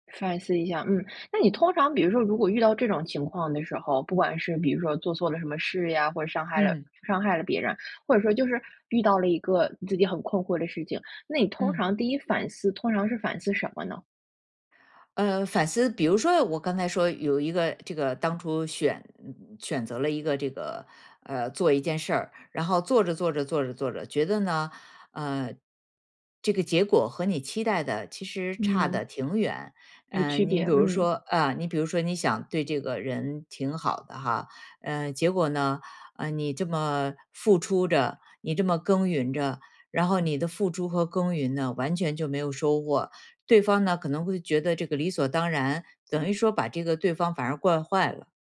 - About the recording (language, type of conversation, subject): Chinese, podcast, 什么时候该反思，什么时候该原谅自己？
- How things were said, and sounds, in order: other background noise